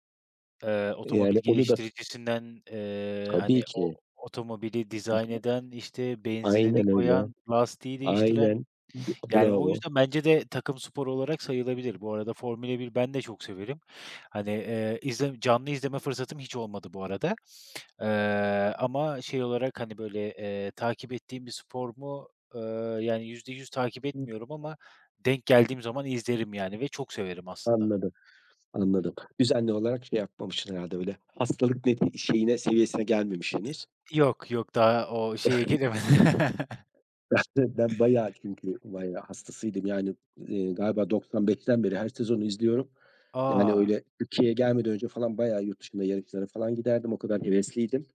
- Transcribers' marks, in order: other background noise; tapping; chuckle; laughing while speaking: "gelemedim"; chuckle
- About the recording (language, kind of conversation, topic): Turkish, unstructured, En sevdiğin takım sporu hangisi ve neden?
- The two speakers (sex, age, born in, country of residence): male, 30-34, Turkey, Germany; male, 50-54, Turkey, Spain